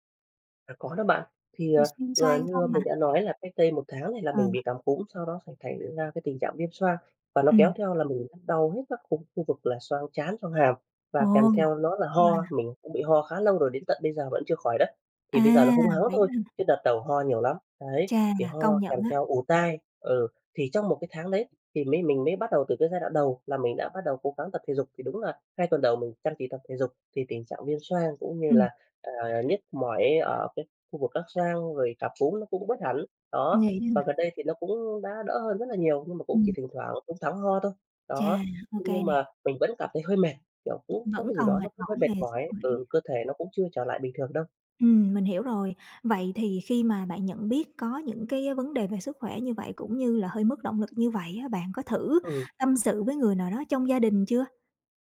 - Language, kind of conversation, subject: Vietnamese, advice, Làm sao để giữ động lực khi đang cải thiện nhưng cảm thấy tiến triển chững lại?
- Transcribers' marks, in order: unintelligible speech; tapping; other background noise